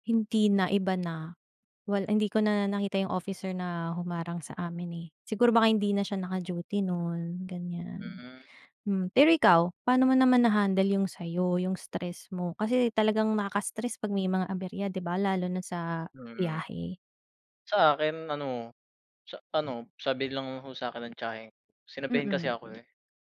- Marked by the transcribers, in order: none
- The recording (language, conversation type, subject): Filipino, unstructured, Ano ang pinakanakakairita mong karanasan sa pagsusuri ng seguridad sa paliparan?